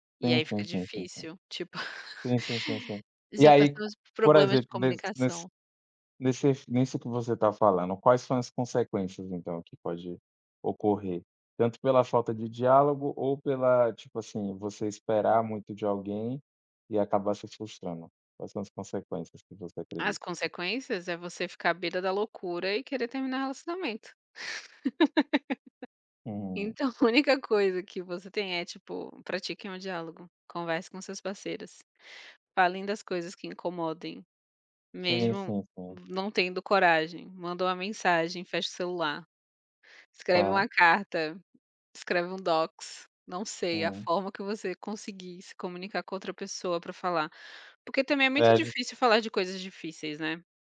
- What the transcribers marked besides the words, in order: chuckle; tapping; laugh; chuckle; in English: "docs"
- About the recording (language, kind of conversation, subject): Portuguese, unstructured, É justo esperar que outra pessoa mude por você?